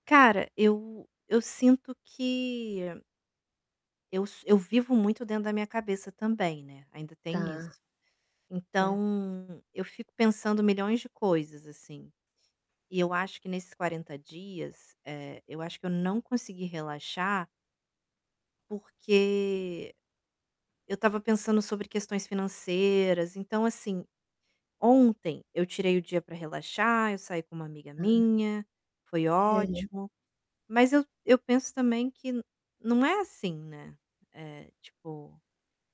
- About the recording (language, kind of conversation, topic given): Portuguese, advice, Como posso reservar um tempo diário para relaxar?
- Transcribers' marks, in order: tapping; static; distorted speech